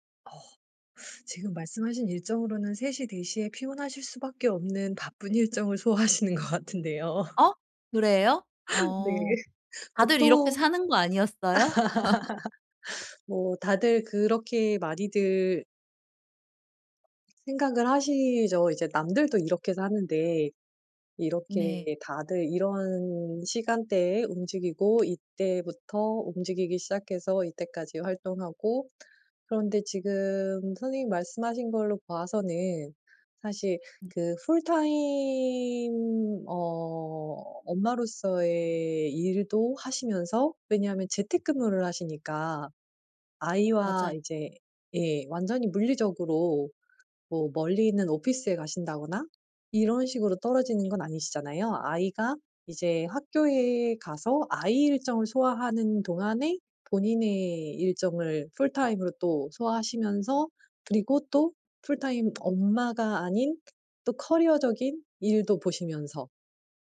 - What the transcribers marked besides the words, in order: laughing while speaking: "일정을 소화하시는 것 같은데요"; laugh; laugh; other background noise; tapping; put-on voice: "full time"; put-on voice: "full time으로"
- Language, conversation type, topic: Korean, advice, 오후에 갑자기 에너지가 떨어질 때 낮잠이 도움이 될까요?
- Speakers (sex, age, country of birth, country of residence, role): female, 40-44, South Korea, South Korea, advisor; female, 40-44, South Korea, South Korea, user